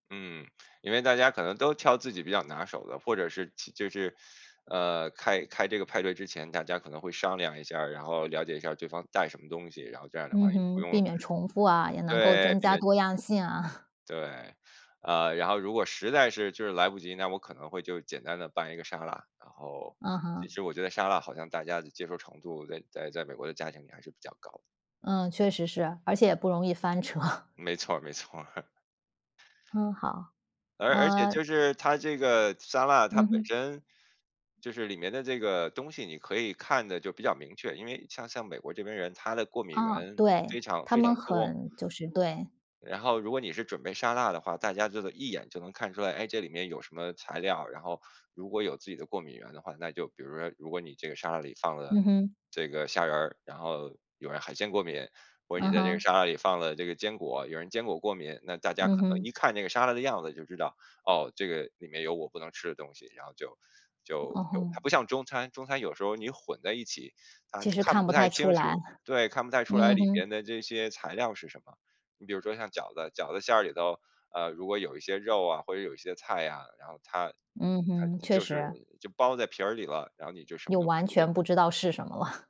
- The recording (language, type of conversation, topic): Chinese, podcast, 你有没有经历过哪些好笑的厨房翻车时刻？
- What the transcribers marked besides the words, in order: chuckle; laughing while speaking: "车"; laughing while speaking: "没错儿"; other background noise; laughing while speaking: "了"